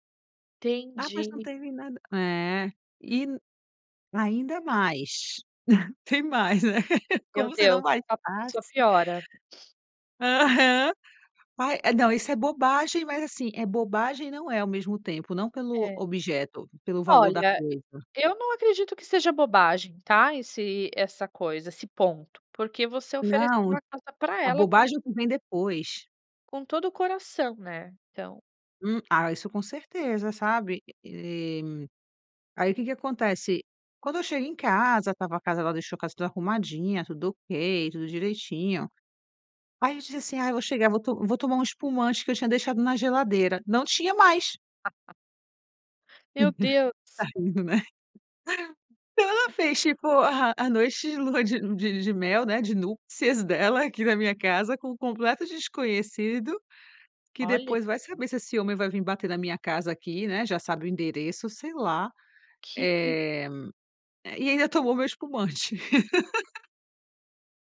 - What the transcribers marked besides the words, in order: chuckle; laugh; laugh; laughing while speaking: "Tá rindo, né?"; laugh; other noise; other background noise; unintelligible speech; laugh
- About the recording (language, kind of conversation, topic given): Portuguese, advice, Como lidar com um conflito com um amigo que ignorou meus limites?
- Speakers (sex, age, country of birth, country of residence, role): female, 35-39, Brazil, Italy, advisor; female, 35-39, Brazil, Italy, user